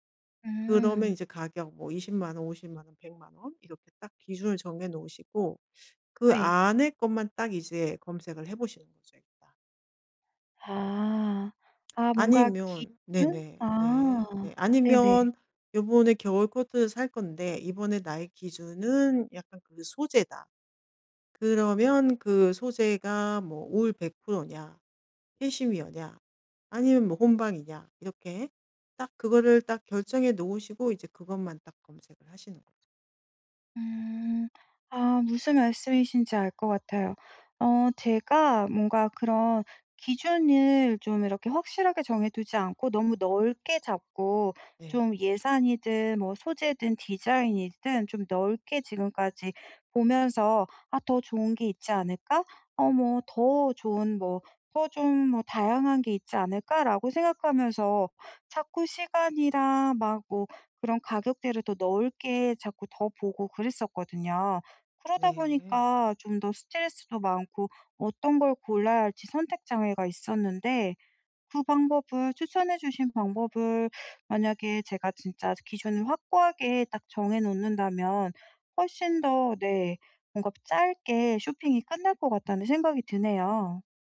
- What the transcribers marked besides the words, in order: other background noise
- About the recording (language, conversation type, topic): Korean, advice, 쇼핑 스트레스를 줄이면서 효율적으로 물건을 사려면 어떻게 해야 하나요?